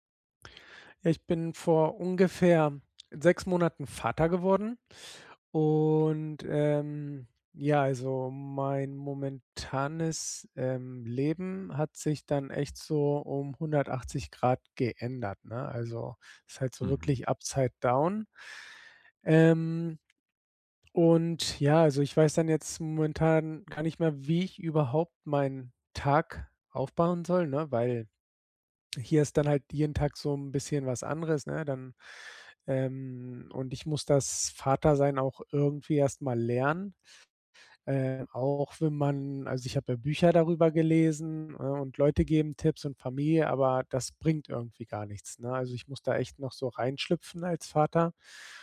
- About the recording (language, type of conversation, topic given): German, advice, Wie kann ich trotz Unsicherheit eine tägliche Routine aufbauen?
- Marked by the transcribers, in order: in English: "upside down"; stressed: "lernen"